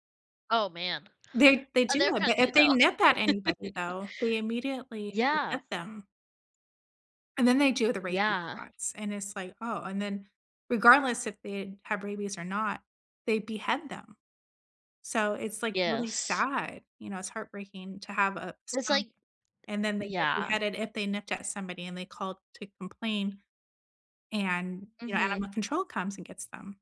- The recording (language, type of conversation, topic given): English, unstructured, What do you think about keeping exotic pets at home?
- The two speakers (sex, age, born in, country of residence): female, 18-19, United States, United States; female, 45-49, United States, United States
- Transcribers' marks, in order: laugh; other background noise